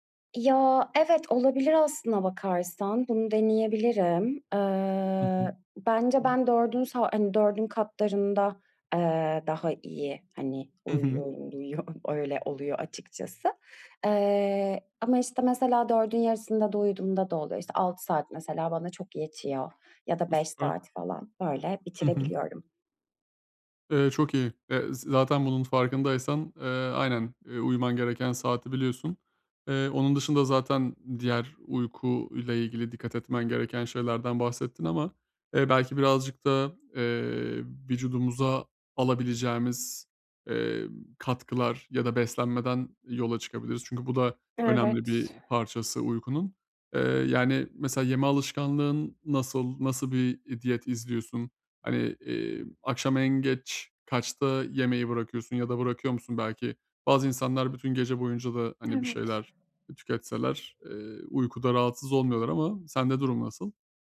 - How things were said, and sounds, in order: other background noise; tapping; unintelligible speech; chuckle
- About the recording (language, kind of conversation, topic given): Turkish, advice, Düzenli bir uyku rutini nasıl oluşturup sabahları daha enerjik uyanabilirim?